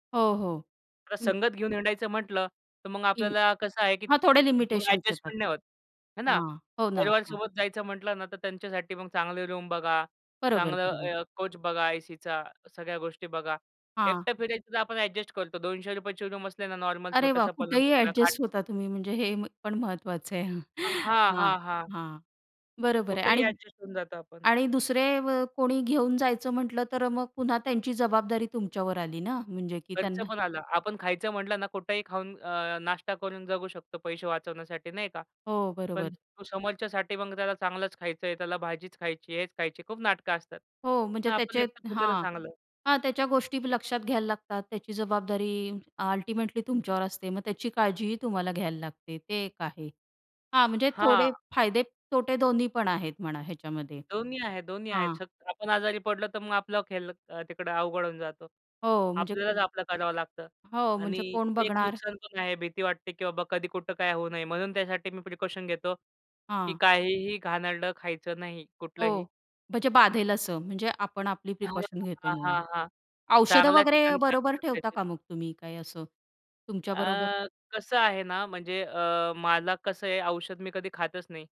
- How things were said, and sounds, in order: other background noise; in English: "लिमिटेशन्स"; in English: "रूम"; in English: "अल्टिमेटली"; tapping; unintelligible speech; in English: "प्रिकॉशन"; in English: "प्रिकॉशन"; unintelligible speech
- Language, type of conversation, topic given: Marathi, podcast, एकट्याने प्रवास करताना भीतीचा सामना तुम्ही कसा केला?